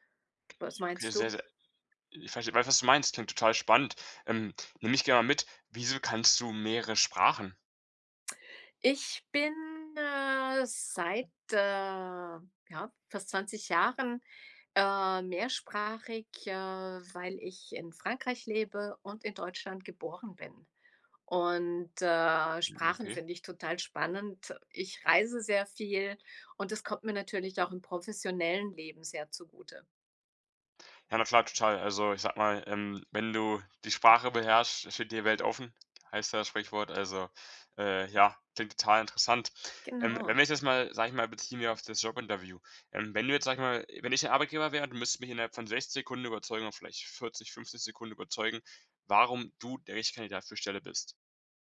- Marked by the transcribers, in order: none
- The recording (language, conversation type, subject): German, podcast, Wie überzeugst du potenzielle Arbeitgeber von deinem Quereinstieg?